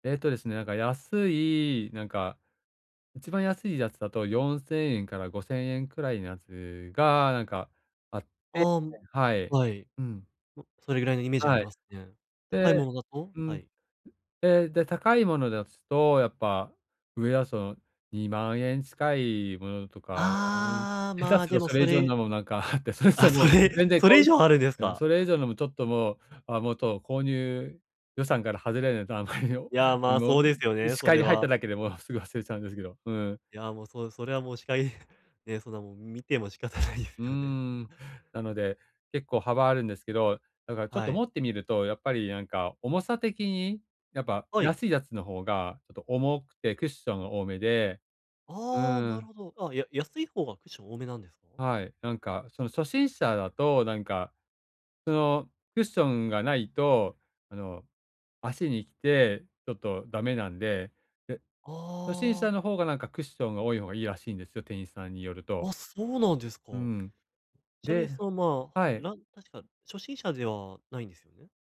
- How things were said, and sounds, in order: other noise
- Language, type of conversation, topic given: Japanese, advice, 買い物で選択肢が多すぎて決められないときは、どうすればいいですか？